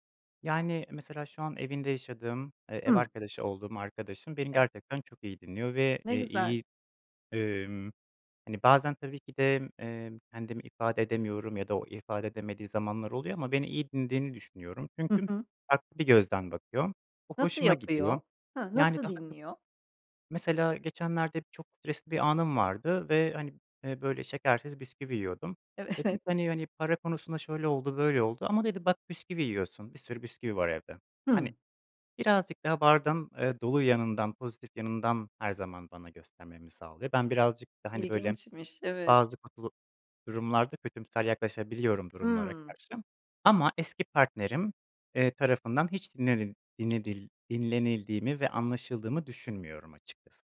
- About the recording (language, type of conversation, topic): Turkish, podcast, İyi bir dinleyici olmak için neler yaparsın?
- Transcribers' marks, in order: other background noise; tapping; laughing while speaking: "Evet"